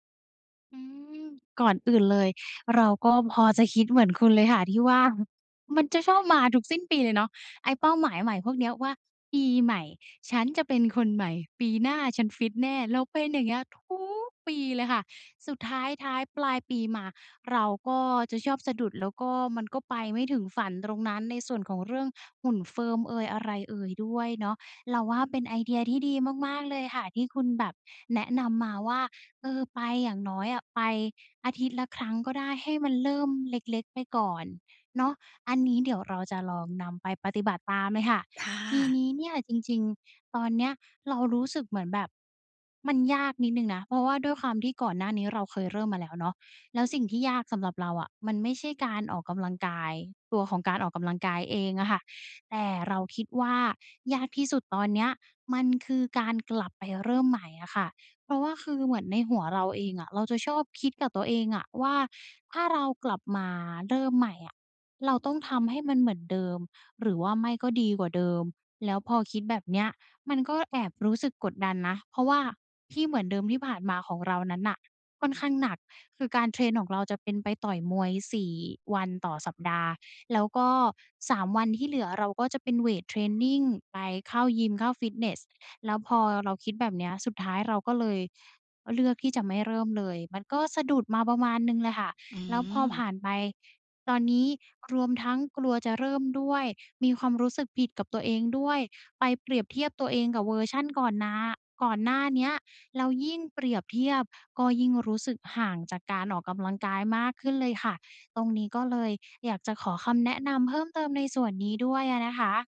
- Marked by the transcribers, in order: chuckle; in English: "firm"
- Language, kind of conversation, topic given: Thai, advice, จะเริ่มฟื้นฟูนิสัยเดิมหลังสะดุดอย่างไรให้กลับมาสม่ำเสมอ?